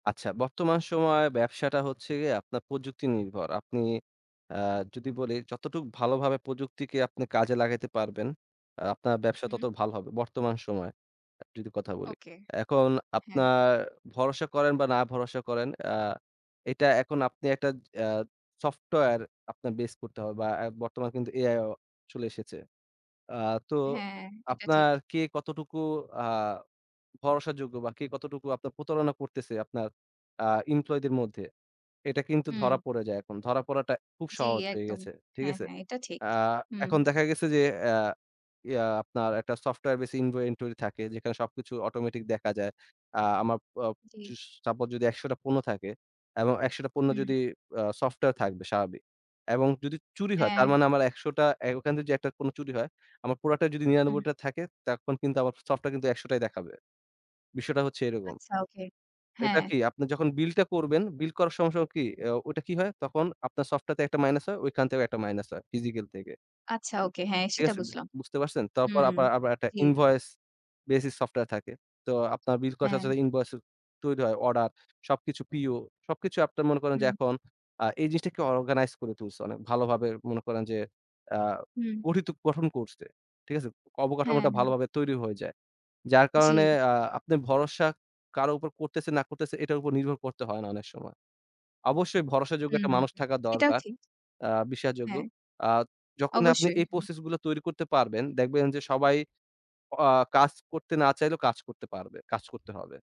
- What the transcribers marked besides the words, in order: tapping; "সফটওয়্যার" said as "সফটা"; other noise; "করার" said as "কসার"; "ইনভয়েন্স" said as "ইনবস"
- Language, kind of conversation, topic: Bengali, podcast, নিজের ব্যবসা শুরু করবেন, নাকি নিরাপদ চাকরিই ধরে রাখবেন?